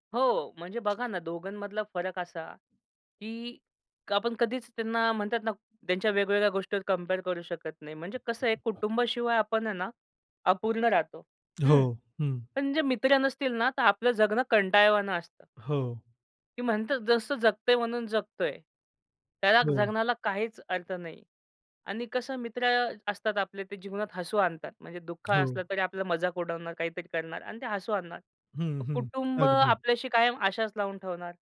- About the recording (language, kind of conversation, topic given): Marathi, podcast, मित्रांकडून मिळणारा आधार आणि कुटुंबाकडून मिळणारा आधार यातील मूलभूत फरक तुम्ही कसा समजावाल?
- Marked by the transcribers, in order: other noise; tapping